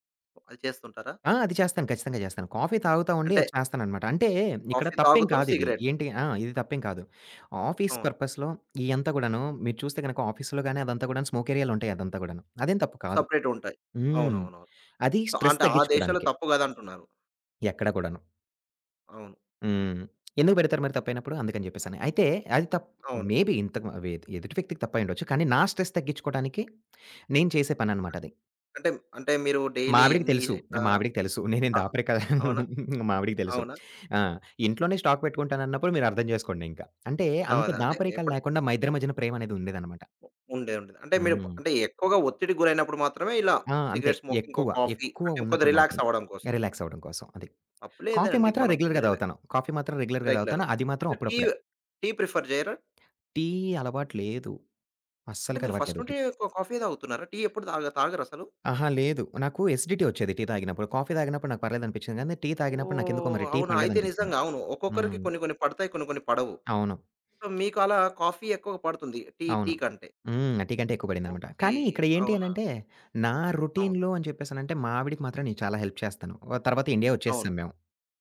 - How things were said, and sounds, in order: other background noise; in English: "ఆఫీస్ పర్పస్‌లో"; in English: "ఆఫీస్‌లో"; in English: "సొ"; in English: "స్ట్రెస్"; tapping; in English: "మేబీ"; in English: "స్ట్రెస్"; in English: "డైలీ"; laughing while speaking: "దాపరికాలు"; in English: "స్టాక్"; in English: "స్మోకింగ్"; in English: "రెగ్యులర్‌గా"; in English: "రెగ్యులర్‌గా"; in English: "రెగ్యులర్"; in English: "ప్రిఫర్"; in English: "ఫస్ట్"; in English: "ఎసీడీటీ"; in English: "సో"; in English: "రొటీన్‌లో"; in English: "హెల్ప్"
- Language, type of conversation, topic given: Telugu, podcast, ఇంటి పనులు మరియు ఉద్యోగ పనులను ఎలా సమతుల్యంగా నడిపిస్తారు?